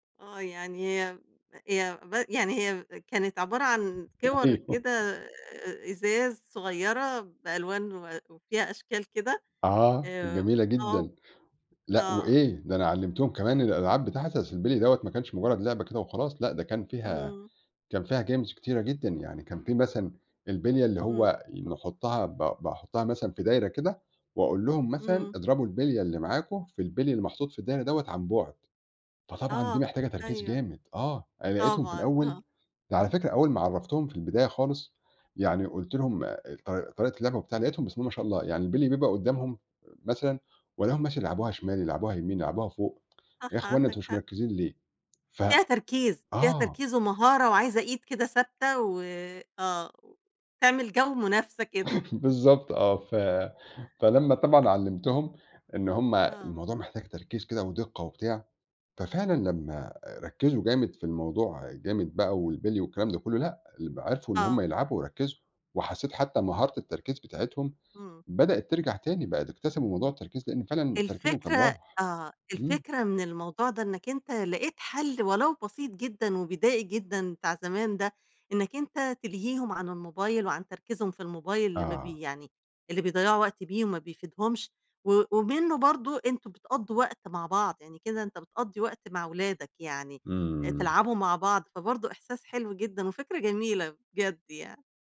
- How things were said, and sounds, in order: tapping; laughing while speaking: "أيوه"; in English: "Games"; chuckle
- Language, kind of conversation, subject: Arabic, podcast, إزاي بتحس إن السوشيال ميديا بتسرق تركيزك؟